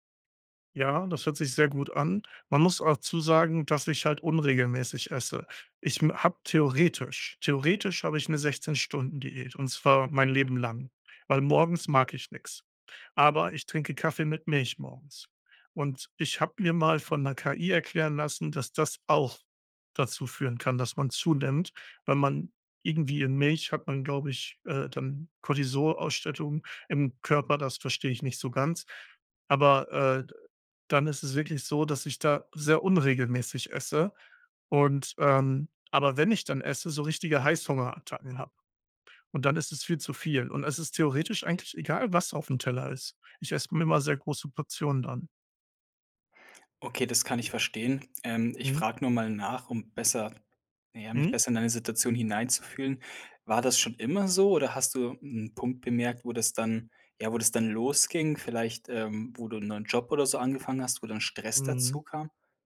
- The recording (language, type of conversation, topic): German, advice, Wie würdest du deine Essgewohnheiten beschreiben, wenn du unregelmäßig isst und häufig zu viel oder zu wenig Nahrung zu dir nimmst?
- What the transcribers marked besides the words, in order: stressed: "theoretisch"; stressed: "auch"; "Cortisolausschüttung" said as "Cortisolausstattung"; other background noise